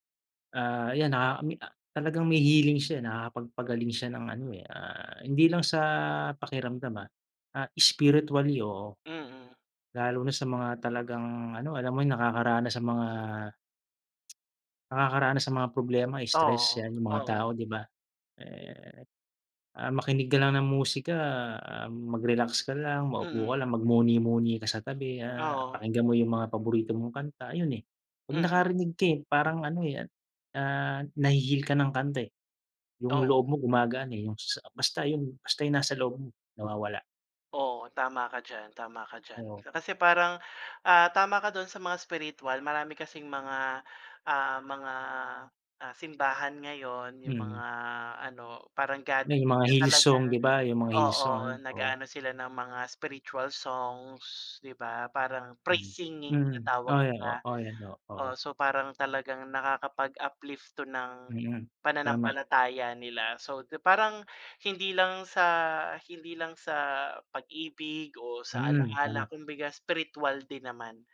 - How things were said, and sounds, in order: other noise; other background noise; tapping; "kumbaga" said as "kumbiga"
- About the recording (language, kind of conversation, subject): Filipino, unstructured, Ano ang paborito mong kanta, at bakit mo ito gusto?